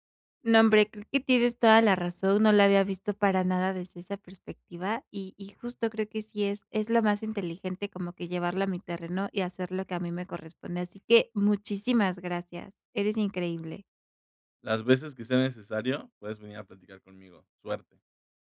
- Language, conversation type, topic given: Spanish, advice, ¿Cómo podemos hablar en familia sobre decisiones para el cuidado de alguien?
- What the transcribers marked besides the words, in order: none